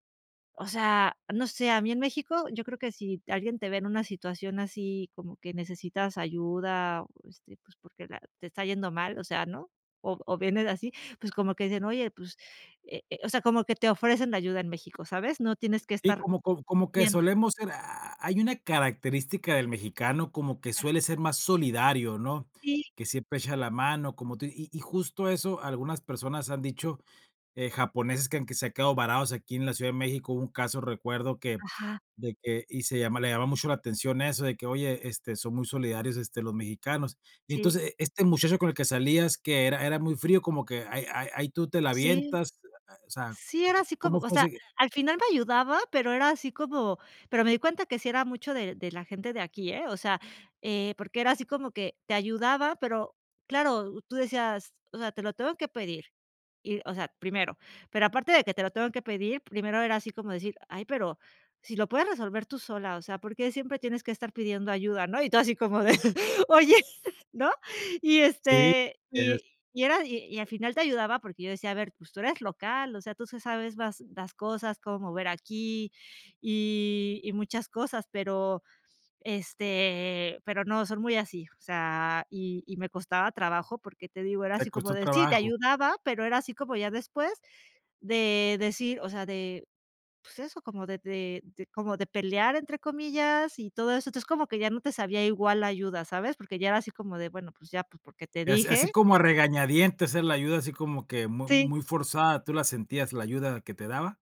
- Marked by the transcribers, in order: laughing while speaking: "de"
- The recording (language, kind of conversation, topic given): Spanish, podcast, ¿Qué te enseñó mudarte a otro país?